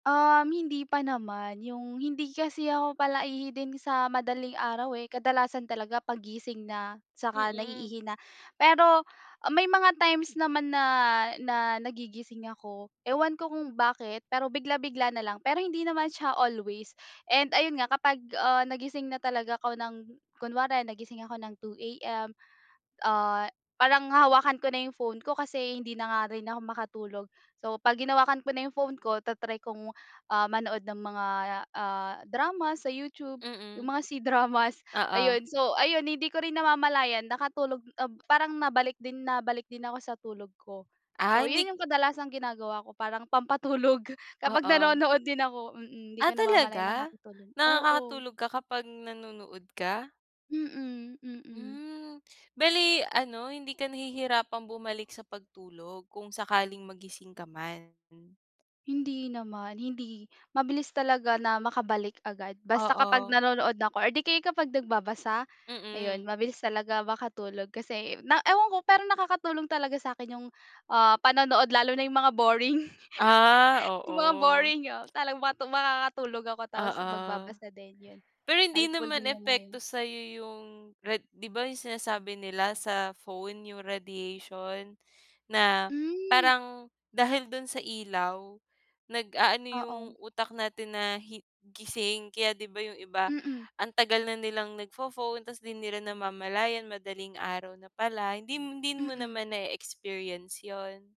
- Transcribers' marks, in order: in English: "times"; in English: "always and"; gasp; gasp; in English: "ta-try"; gasp; laughing while speaking: "C-Dramas"; gasp; laughing while speaking: "parang pampatulog kapag nanonood din ako"; tapping; gasp; gasp; laugh; laughing while speaking: "Yung mga boring, oo, tala makakatulog"; other background noise; in English: "helpful"; in English: "radiation"; gasp; in English: "nai-experience"
- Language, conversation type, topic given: Filipino, podcast, Ano ang mga ginagawa mo para mas mapabuti ang tulog mo?